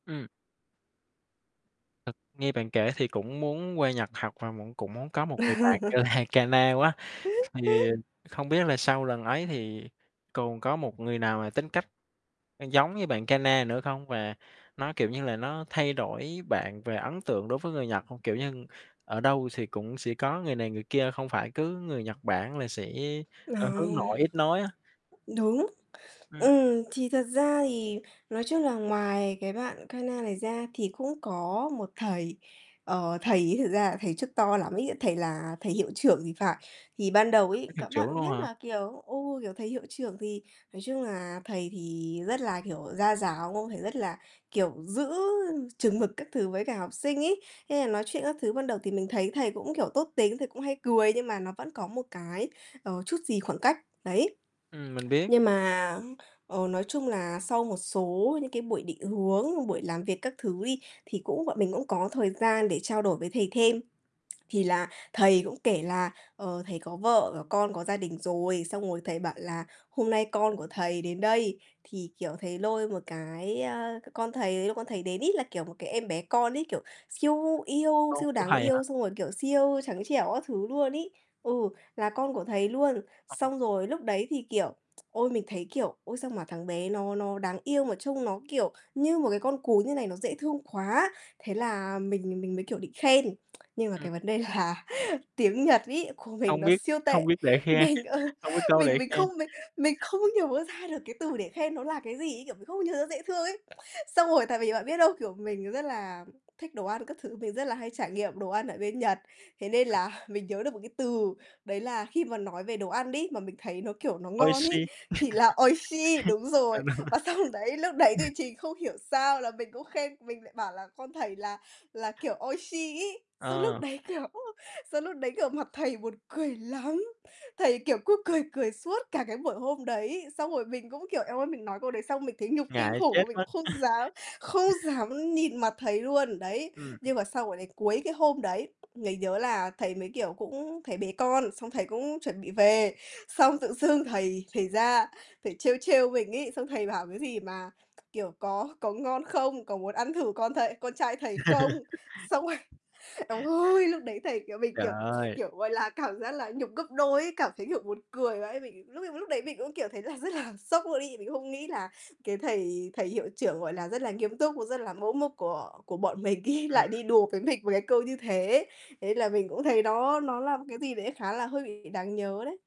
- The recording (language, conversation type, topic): Vietnamese, podcast, Lần gặp một người lạ khiến bạn ấn tượng nhất là khi nào và chuyện đã xảy ra như thế nào?
- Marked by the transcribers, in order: distorted speech; chuckle; tapping; laughing while speaking: "như"; other background noise; unintelligible speech; tsk; tsk; laughing while speaking: "là"; laughing while speaking: "của"; laughing while speaking: "mình, ờ"; chuckle; laughing while speaking: "là"; "đó" said as "đí"; in Japanese: "oishii"; laughing while speaking: "xong"; laughing while speaking: "đấy"; in Japanese: "Oishii"; chuckle; laughing while speaking: "đúng rồi"; chuckle; in Japanese: "oishii"; laughing while speaking: "đấy, kiểu"; other noise; laughing while speaking: "cười lắm"; laughing while speaking: "cứ cười"; chuckle; laughing while speaking: "tự dưng"; laughing while speaking: "Có"; laughing while speaking: "rồi"; chuckle; laughing while speaking: "cảm"; laughing while speaking: "là"; laughing while speaking: "là"; laughing while speaking: "ấy"; laughing while speaking: "mình"